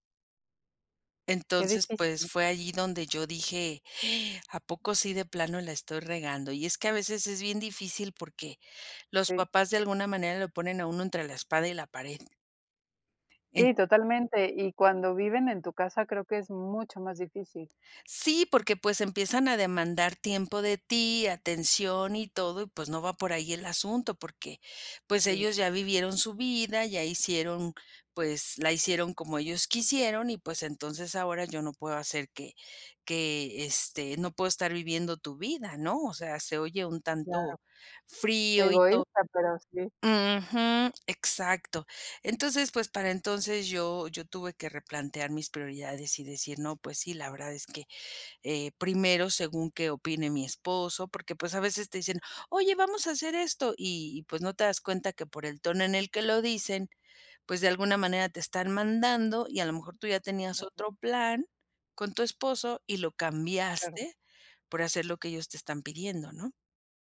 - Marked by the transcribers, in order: gasp; other background noise; other noise; tapping; unintelligible speech
- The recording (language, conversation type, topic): Spanish, podcast, ¿Qué evento te obligó a replantearte tus prioridades?